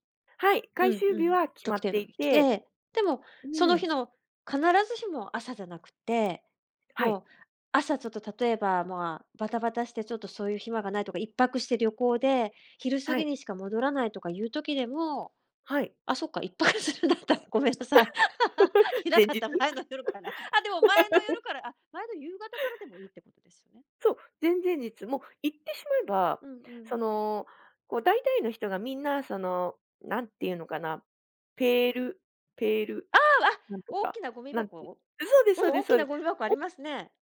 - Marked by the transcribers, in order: other background noise; laughing while speaking: "いっぱく するんだったら、ごめんなさい。いなかった前の夜から"; laugh; laughing while speaking: "前日"; laugh
- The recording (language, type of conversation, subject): Japanese, podcast, ゴミ出しや分別はどのように管理していますか？